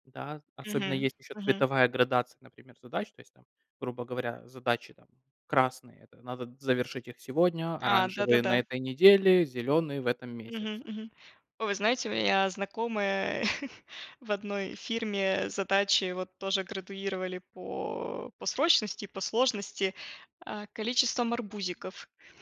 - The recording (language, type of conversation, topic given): Russian, unstructured, Какие привычки помогают сделать твой день более продуктивным?
- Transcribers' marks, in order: chuckle